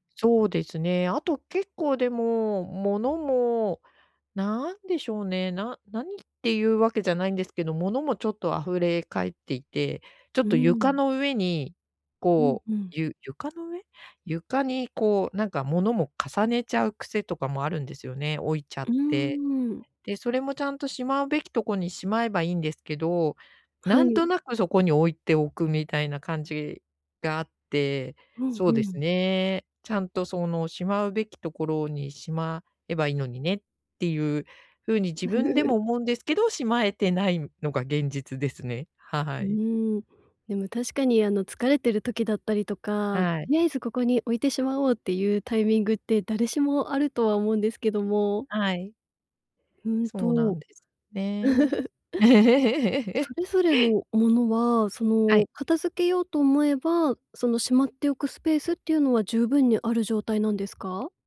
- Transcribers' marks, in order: laugh; laugh; laugh
- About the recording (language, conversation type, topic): Japanese, advice, 家事や整理整頓を習慣にできない